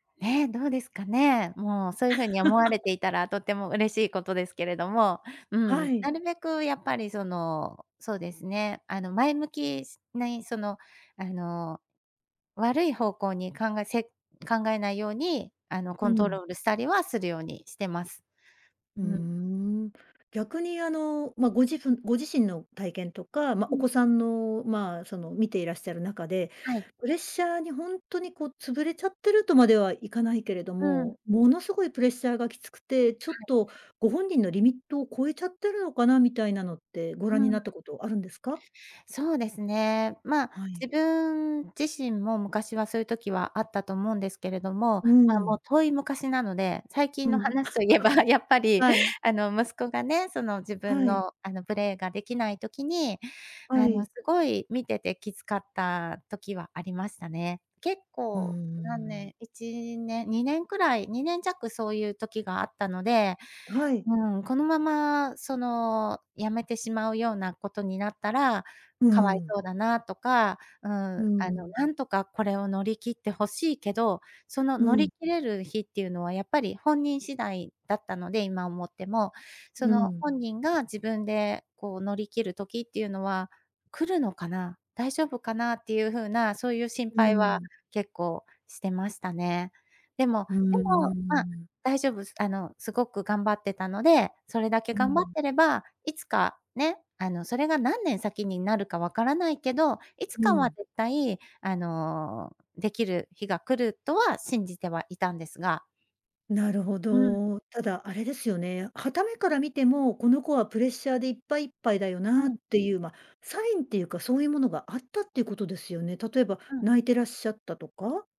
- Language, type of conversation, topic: Japanese, podcast, プレッシャーが強い時の対処法は何ですか？
- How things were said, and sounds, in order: laugh; laughing while speaking: "話といえばやっぱり"; chuckle; other background noise